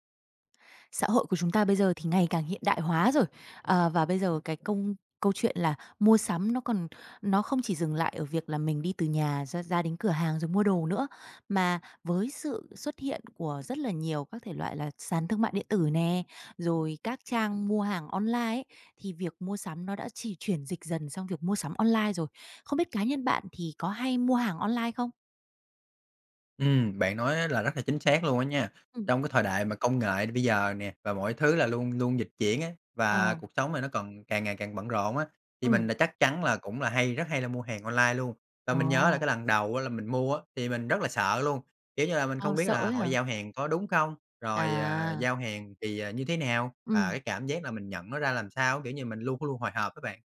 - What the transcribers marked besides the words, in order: tapping
- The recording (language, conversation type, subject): Vietnamese, podcast, Bạn có thể chia sẻ trải nghiệm mua sắm trực tuyến của mình không?